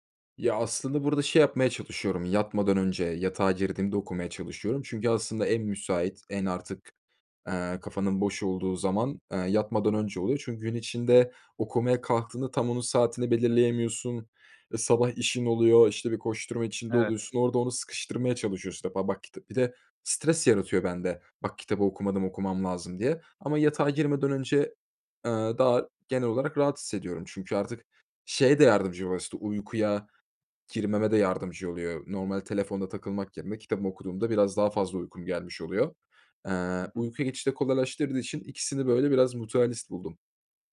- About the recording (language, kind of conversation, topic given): Turkish, podcast, Yeni bir alışkanlık kazanırken hangi adımları izlersin?
- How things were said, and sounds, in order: unintelligible speech